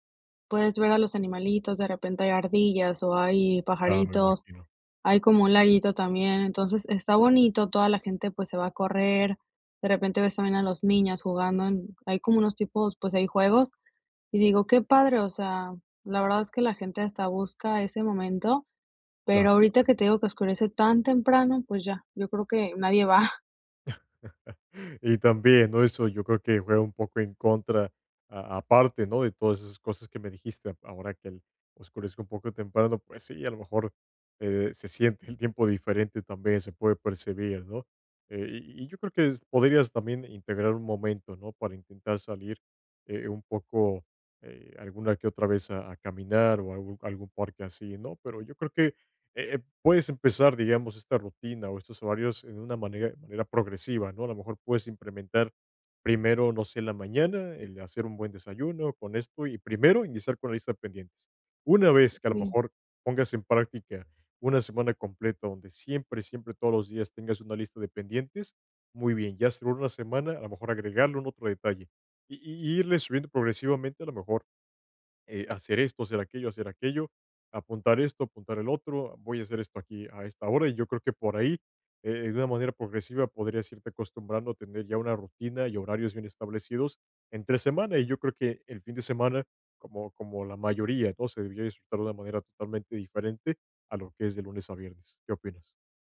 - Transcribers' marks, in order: other noise; chuckle; laugh; other background noise
- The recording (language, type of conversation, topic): Spanish, advice, ¿Cómo puedo organizarme mejor cuando siento que el tiempo no me alcanza para mis hobbies y mis responsabilidades diarias?